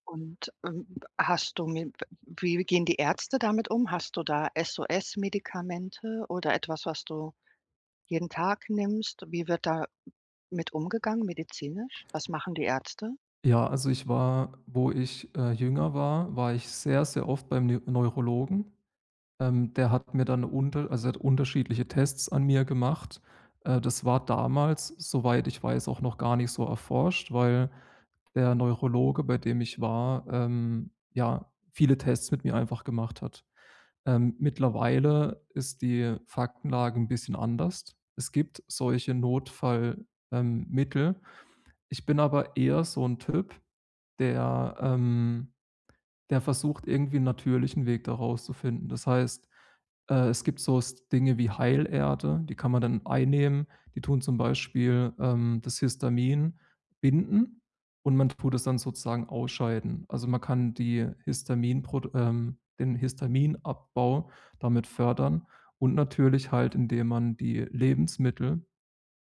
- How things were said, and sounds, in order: none
- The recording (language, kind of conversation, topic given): German, advice, Wie kann ich besser mit Schmerzen und ständiger Erschöpfung umgehen?